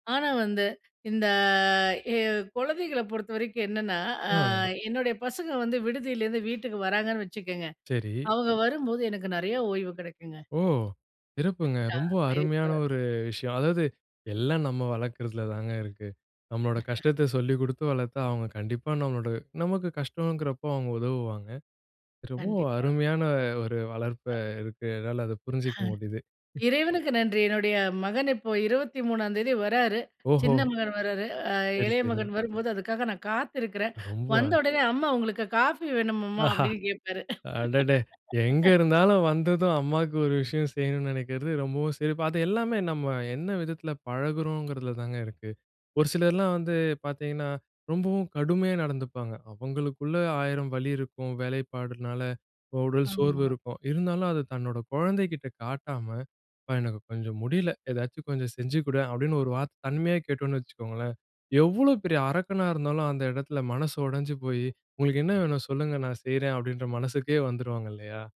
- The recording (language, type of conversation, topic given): Tamil, podcast, உறவில் பொறுப்புகளைப் பகிர்ந்து கொண்டு வெற்றிகரமாகச் செயல்படுவது எப்படி?
- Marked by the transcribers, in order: drawn out: "இந்த"; tapping; unintelligible speech; chuckle; chuckle; other noise; other background noise; laugh